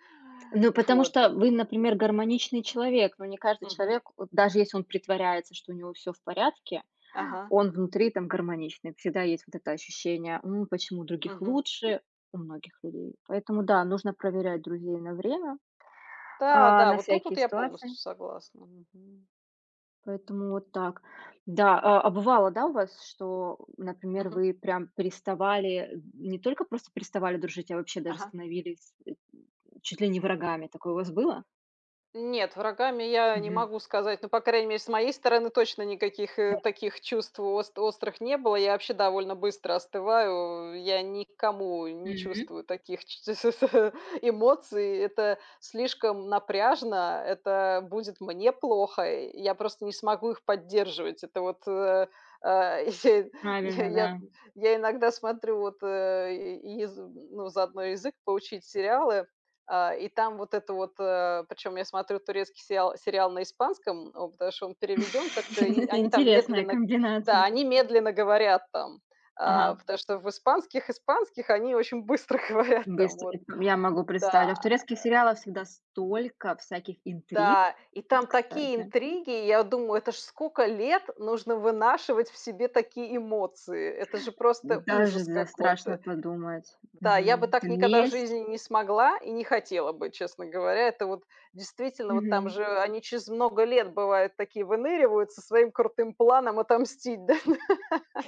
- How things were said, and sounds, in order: tapping; laughing while speaking: "ч ч с с"; chuckle; laugh; laughing while speaking: "быстро говорят"; laugh
- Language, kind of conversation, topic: Russian, unstructured, Что для вас значит настоящая дружба?